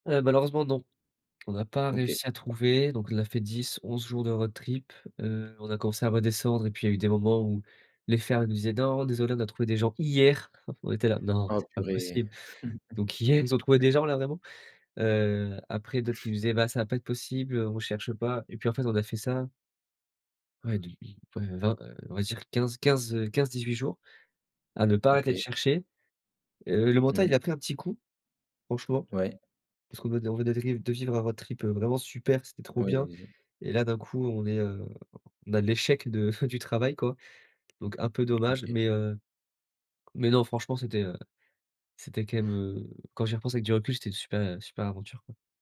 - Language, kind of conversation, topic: French, podcast, Peux-tu raconter une aventure improvisée qui s’est super bien passée ?
- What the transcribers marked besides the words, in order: tapping; stressed: "hier"; chuckle; chuckle; chuckle